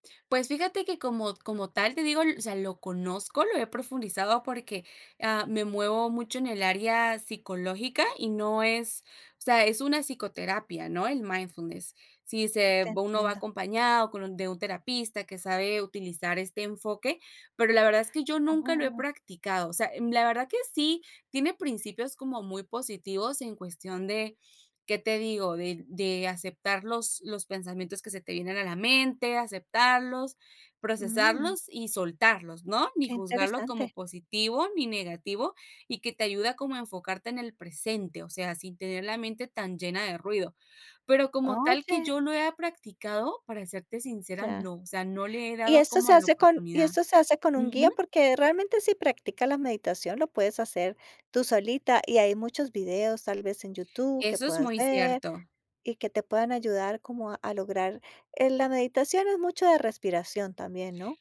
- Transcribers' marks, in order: none
- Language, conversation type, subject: Spanish, podcast, ¿Cómo cuidas tu salud mental en el día a día?
- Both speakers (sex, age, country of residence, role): female, 20-24, United States, guest; female, 55-59, United States, host